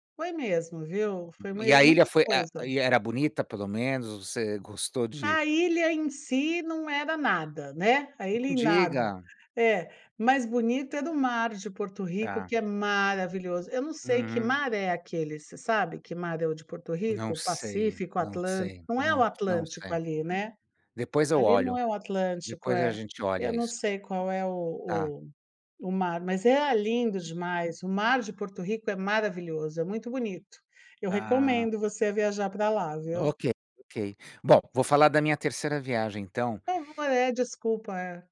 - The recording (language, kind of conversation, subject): Portuguese, unstructured, Qual foi a viagem que mais marcou a sua memória?
- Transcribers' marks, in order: unintelligible speech